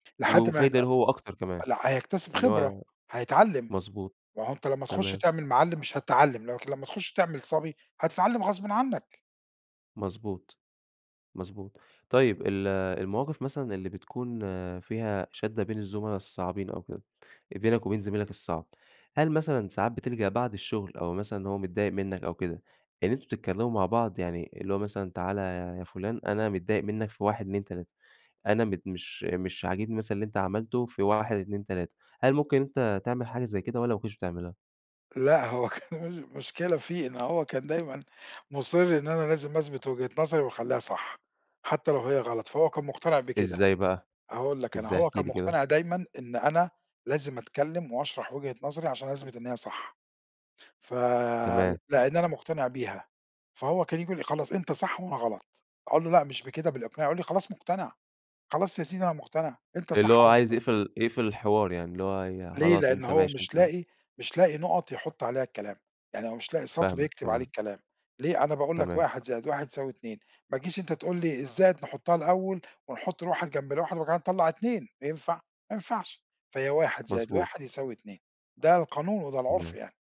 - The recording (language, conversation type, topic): Arabic, podcast, إزاي تتعامل مع زمايلك اللي التعامل معاهم صعب في الشغل؟
- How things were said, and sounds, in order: tapping; laughing while speaking: "كان مشكلة"; other background noise